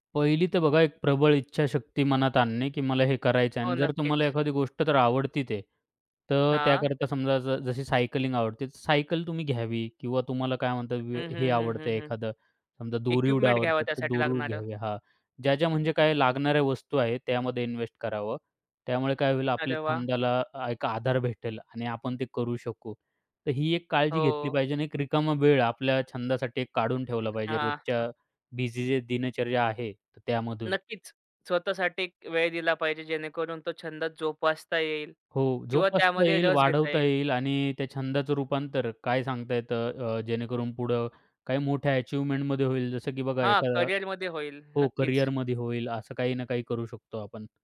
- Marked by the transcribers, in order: "आवडते" said as "आवडतीत"; tapping; in English: "इक्विपमेंट"; chuckle; other background noise; in English: "अचीव्हमेंटमध्ये"
- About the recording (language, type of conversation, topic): Marathi, podcast, एखादा छंद तुम्ही कसा सुरू केला, ते सांगाल का?